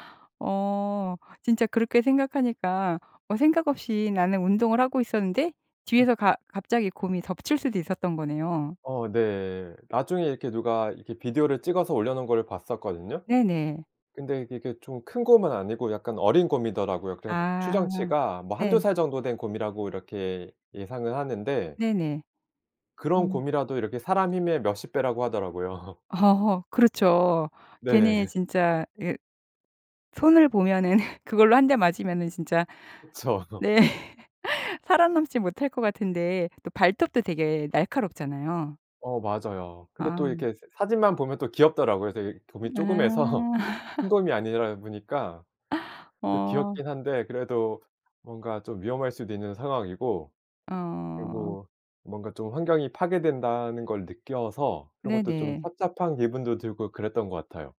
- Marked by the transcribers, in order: other background noise; tapping; laugh; laugh; laughing while speaking: "보면은"; laughing while speaking: "네"; laugh; laugh; laughing while speaking: "쪼그매서"; wind
- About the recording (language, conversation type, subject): Korean, podcast, 자연이 위로가 됐던 순간을 들려주실래요?